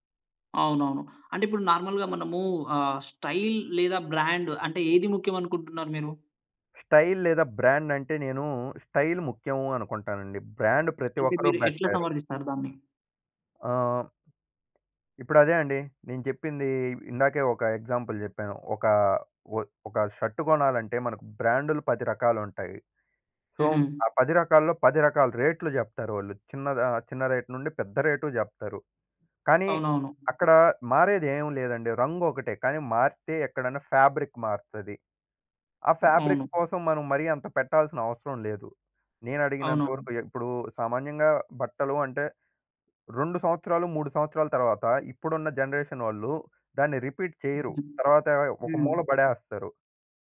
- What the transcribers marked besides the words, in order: in English: "నార్మల్‌గా"; in English: "స్టైల్"; in English: "బ్రాండ్"; other noise; in English: "స్టైల్"; in English: "బ్రాండ్"; in English: "స్టైల్"; in English: "బ్రాండ్"; in English: "ఎగ్జాంపుల్"; in English: "షర్ట్"; in English: "సో"; in English: "రేట్"; in English: "ఫ్యాబ్రిక్"; in English: "ఫాబ్రిక్"; tapping; in English: "జనరేషన్"; in English: "రిపీట్"
- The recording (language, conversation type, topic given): Telugu, podcast, తక్కువ బడ్జెట్‌లో కూడా స్టైలుగా ఎలా కనిపించాలి?